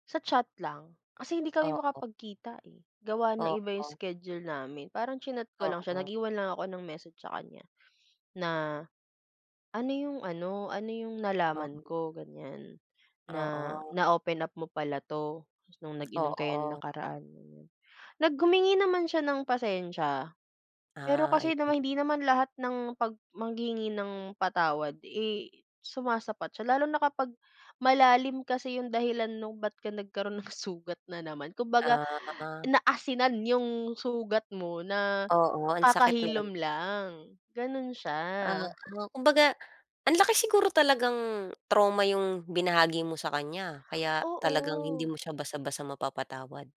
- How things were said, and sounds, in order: tapping; laughing while speaking: "sugat"
- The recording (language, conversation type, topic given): Filipino, unstructured, Ano ang pinakamahalagang aral na natutunan mo sa buhay?